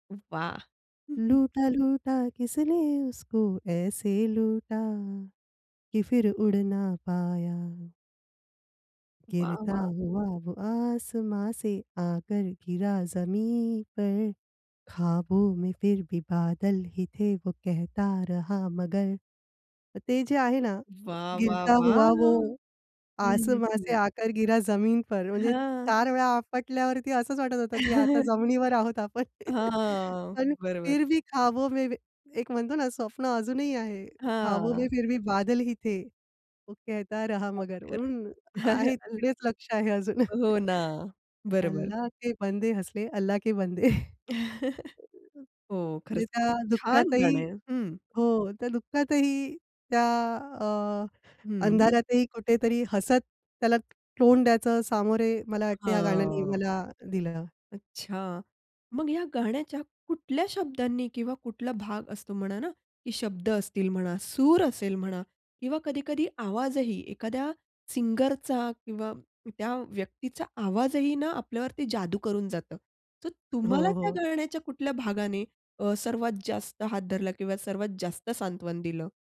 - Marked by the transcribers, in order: chuckle; singing: "लूटा लूटा, किसने उसको ऐसे लूटा कि फ़िर उड़ ना पाया"; in Hindi: "लूटा लूटा, किसने उसको ऐसे लूटा कि फ़िर उड़ ना पाया"; singing: "गिरता हुआ, वो आसमाँ से … कहता रहा मगर"; in Hindi: "गिरता हुआ, वो आसमाँ से … कहता रहा मगर"; in English: "गिरता हुआ, वो आसमाँ से आकर गिरा ज़मीन पर"; other background noise; joyful: "वाह, वाह, वाह!"; laughing while speaking: "आहोत आपण. पण, फिर भी … लक्ष आहे अजून"; laugh; in Hindi: "फिर भी ख़्वाबों में एक"; in Hindi: "ख़्वाबों में फिर भी बादल ही थे. वो केहता रहा मगर"; tapping; laugh; in English: "अल्लाह के बंदे, हँस दे, अल्लाह के बंदे"; laugh
- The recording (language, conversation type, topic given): Marathi, podcast, तुला कोणत्या गाण्यांनी सांत्वन दिलं आहे?